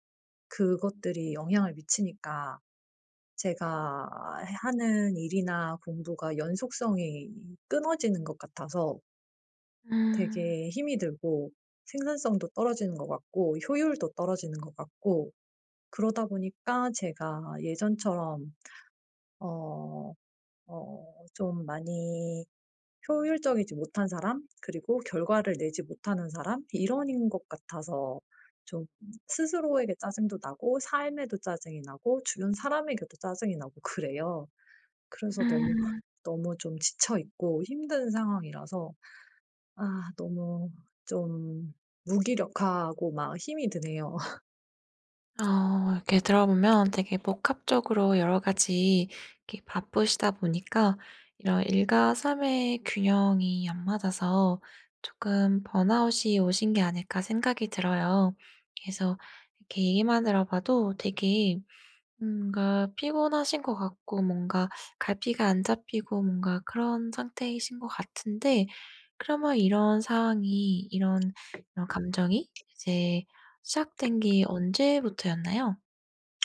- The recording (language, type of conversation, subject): Korean, advice, 일과 삶의 균형 문제로 번아웃 직전이라고 느끼는 상황을 설명해 주실 수 있나요?
- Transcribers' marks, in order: other background noise; tapping